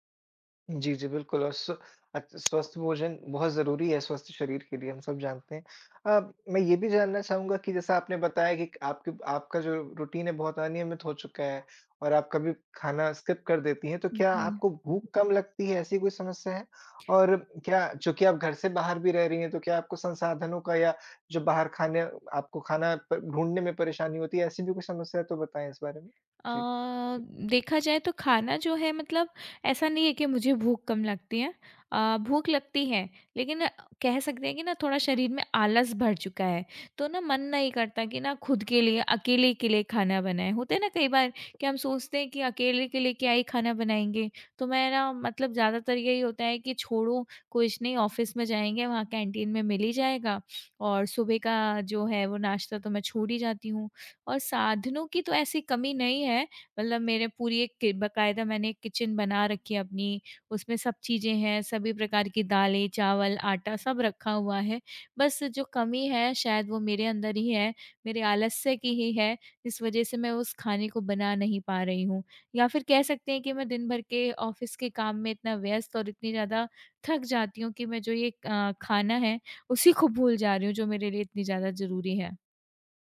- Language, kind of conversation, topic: Hindi, advice, आप नियमित और संतुलित भोजन क्यों नहीं कर पा रहे हैं?
- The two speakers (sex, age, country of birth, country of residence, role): female, 25-29, India, India, user; male, 25-29, India, India, advisor
- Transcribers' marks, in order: tapping; in English: "रूटीन"; in English: "स्किप"; drawn out: "अ"; in English: "ऑफिस"; in English: "कैंटीन"; in English: "किचन"; in English: "ऑफिस"; laughing while speaking: "उसी को"